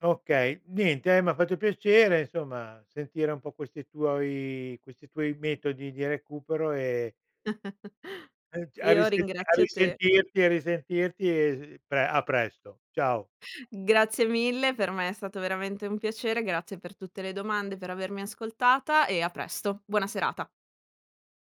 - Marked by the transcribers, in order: chuckle
- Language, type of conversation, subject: Italian, podcast, Come fai a recuperare le energie dopo una giornata stancante?